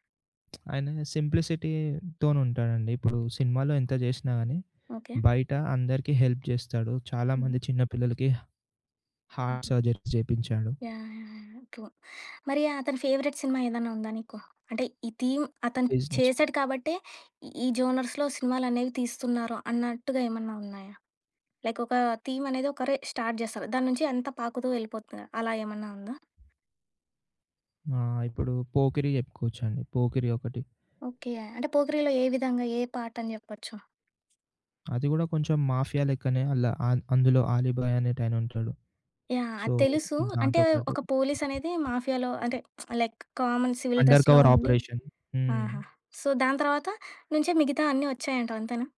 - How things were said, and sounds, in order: other background noise; in English: "హెల్ప్"; in English: "హార్ట్ సర్జరీ"; in English: "ట్రూ"; in English: "ఫేవరైట్"; in English: "థీమ్"; in English: "బిజినెస్"; in English: "జోనర్స్‌లో"; in English: "లైక్"; in English: "థీమ్"; in English: "స్టార్ట్"; in English: "మాఫియా"; in English: "సో"; in English: "మాఫియాలో"; lip smack; in English: "లైక్ కామన్ సివిల్ డ్రెస్‌లో"; tapping; in English: "అండర్ కవర్ ఆపరేషన్"; in English: "సో"
- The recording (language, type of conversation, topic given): Telugu, podcast, తెలుగు సినిమా కథల్లో ఎక్కువగా కనిపించే అంశాలు ఏవి?